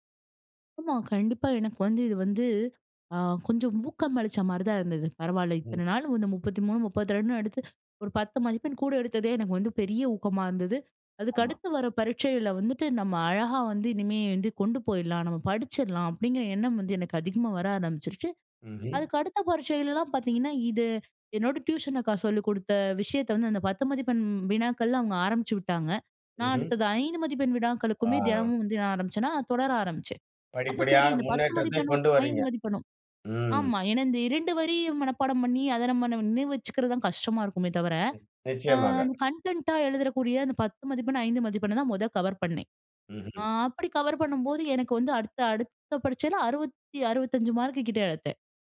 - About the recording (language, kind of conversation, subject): Tamil, podcast, உங்கள் முதல் தோல்வி அனுபவம் என்ன, அதிலிருந்து நீங்கள் என்ன கற்றுக்கொண்டீர்கள்?
- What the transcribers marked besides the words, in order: tapping; in English: "கன்டென்ட்டா"